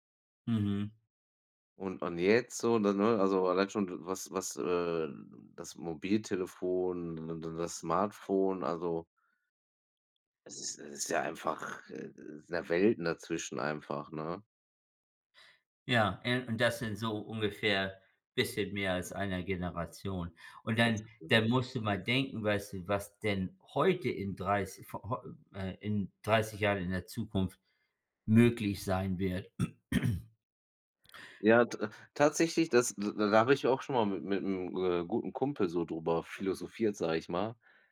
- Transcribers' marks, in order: other background noise; stressed: "heute"; throat clearing
- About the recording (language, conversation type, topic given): German, unstructured, Welche wissenschaftliche Entdeckung findest du am faszinierendsten?